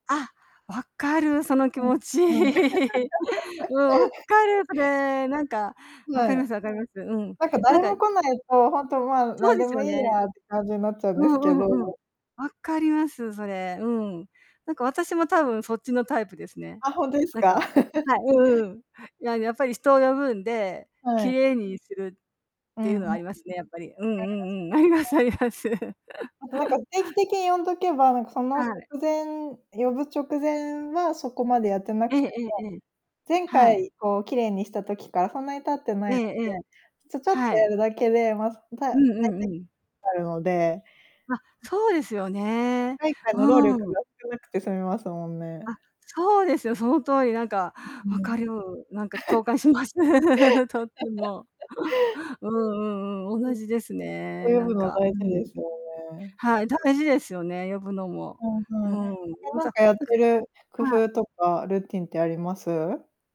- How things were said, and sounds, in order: laugh; other background noise; unintelligible speech; laugh; unintelligible speech; laughing while speaking: "あります あります"; chuckle; distorted speech; laugh; laughing while speaking: "共感します"; laugh
- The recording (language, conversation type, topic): Japanese, unstructured, 家事をするのが面倒だと感じるのは、どんなときですか？
- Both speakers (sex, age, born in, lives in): female, 35-39, Japan, Germany; female, 60-64, Japan, Japan